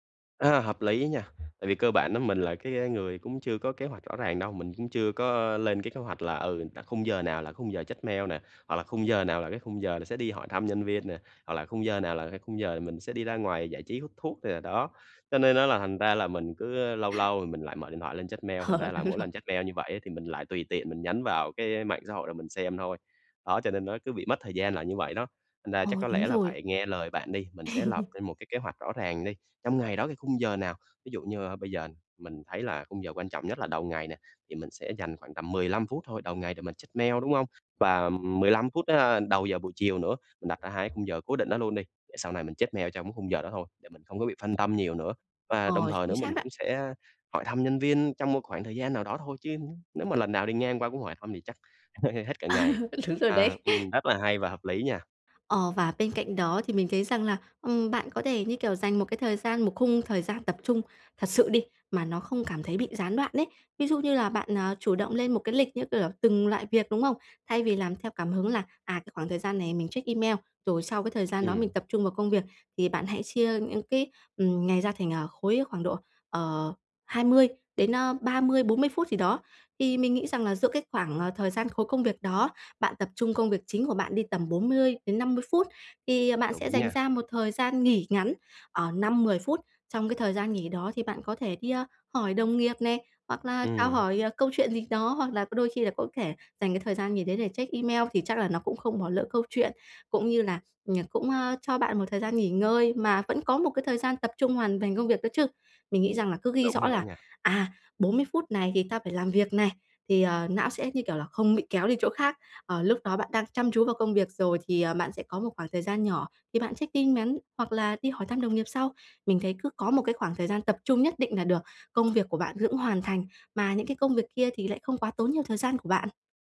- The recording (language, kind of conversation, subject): Vietnamese, advice, Làm sao để giảm thời gian chuyển đổi giữa các công việc?
- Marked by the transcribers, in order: other background noise; laughing while speaking: "Ờ, đúng rồi"; tapping; laugh; laugh; scoff; "nà" said as "là"; "vẫn" said as "dững"